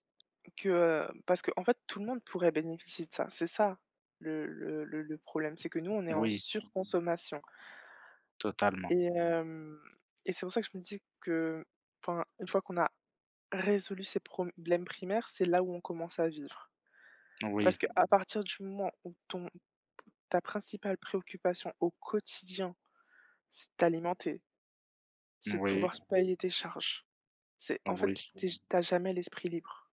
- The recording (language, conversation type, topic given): French, unstructured, Comment comptez-vous intégrer la gratitude à votre routine quotidienne ?
- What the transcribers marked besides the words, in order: tapping; stressed: "quotidien"; other background noise